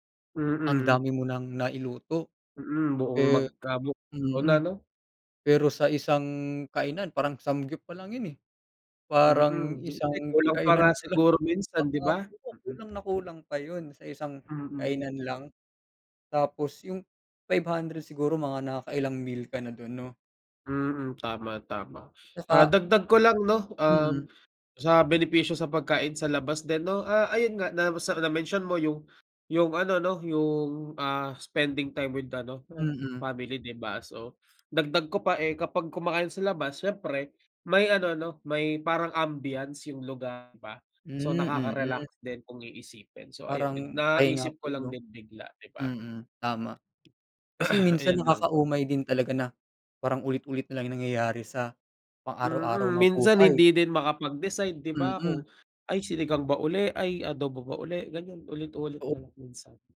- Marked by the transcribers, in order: other background noise
- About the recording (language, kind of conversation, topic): Filipino, unstructured, Ano ang mas pinipili mo, pagkain sa labas o lutong bahay?